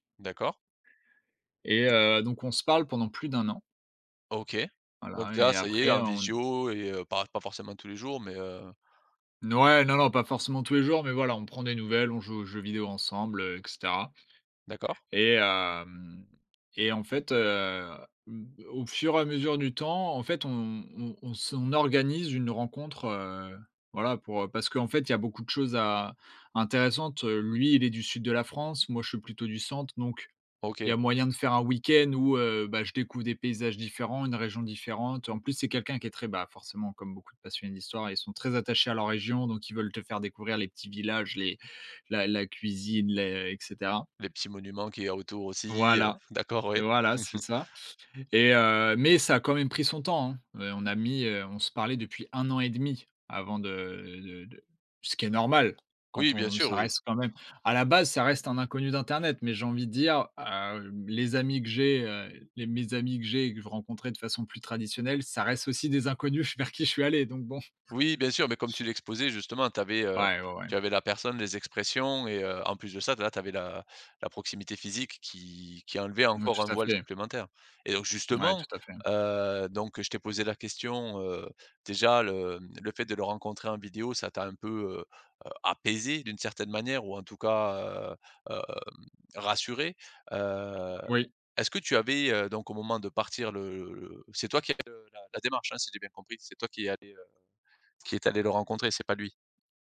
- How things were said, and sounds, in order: drawn out: "hem"; laughing while speaking: "Ouais"; stressed: "mais"; chuckle; laughing while speaking: "vers qui je suis allé, donc, bon"; other background noise; tapping
- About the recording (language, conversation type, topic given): French, podcast, Comment transformer un contact en ligne en une relation durable dans la vraie vie ?